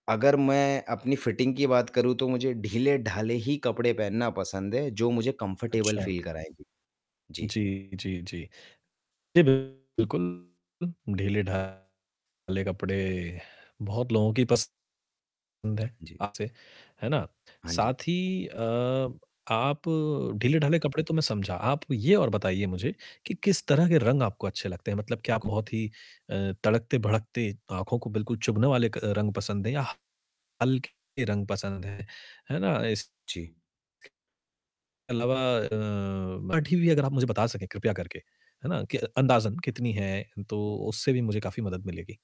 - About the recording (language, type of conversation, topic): Hindi, advice, मैं आरामदायक दिखने और अच्छा लगने के लिए सही कपड़ों का आकार और नाप-जोख कैसे चुनूँ?
- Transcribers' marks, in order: in English: "फिटिंग"; static; in English: "कम्फर्टेबल फील"; distorted speech; tapping; unintelligible speech